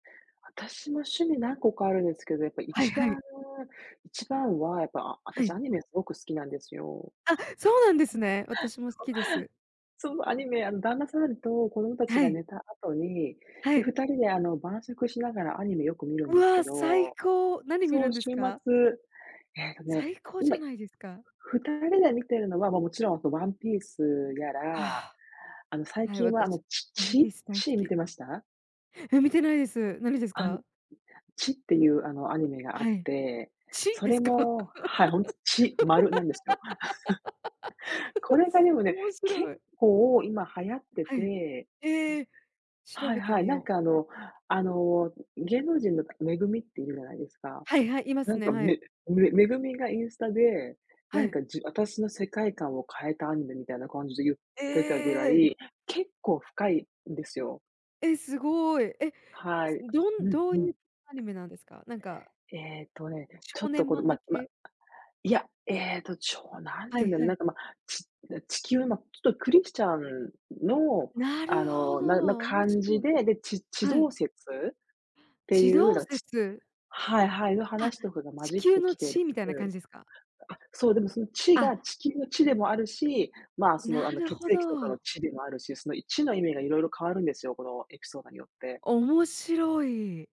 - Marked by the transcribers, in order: tapping; chuckle; other background noise; laugh
- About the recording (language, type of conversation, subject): Japanese, unstructured, 趣味をしているとき、いちばん楽しい瞬間はいつですか？